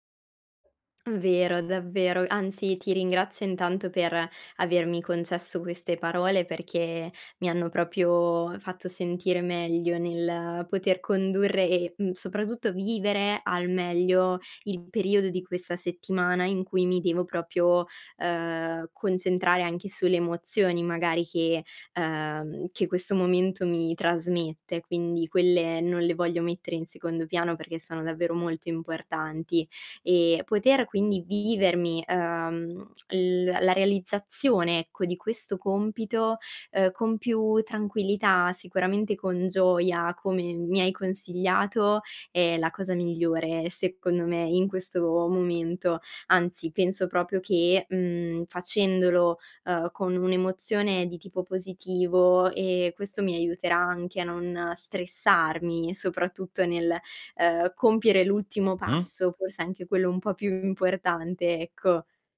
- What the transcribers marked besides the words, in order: other background noise; lip smack; "proprio" said as "propio"; "proprio" said as "propio"; "proprio" said as "propio"
- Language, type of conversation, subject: Italian, advice, Come fai a procrastinare quando hai compiti importanti e scadenze da rispettare?